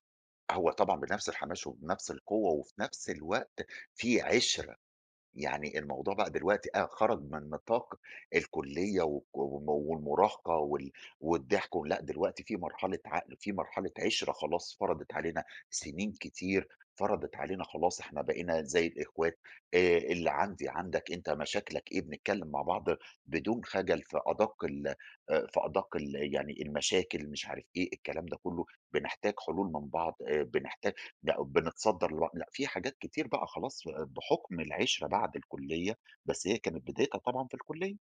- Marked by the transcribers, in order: none
- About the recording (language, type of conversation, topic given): Arabic, podcast, احكيلي عن أول مرة حسّيت إنك بتنتمي لمجموعة؟